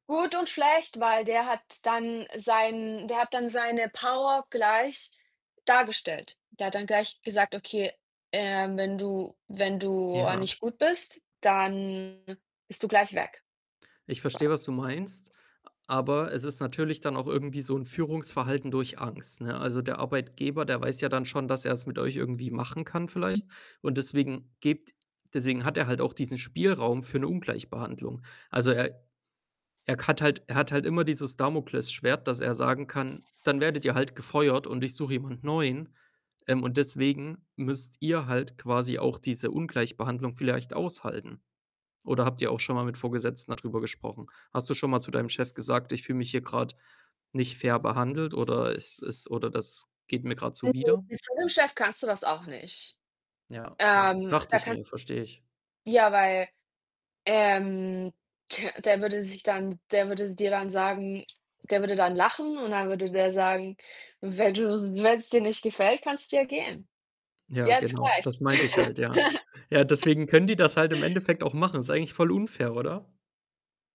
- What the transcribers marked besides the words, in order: other background noise; distorted speech; chuckle; chuckle
- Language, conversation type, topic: German, unstructured, Wie gehst du mit unfairer Behandlung am Arbeitsplatz um?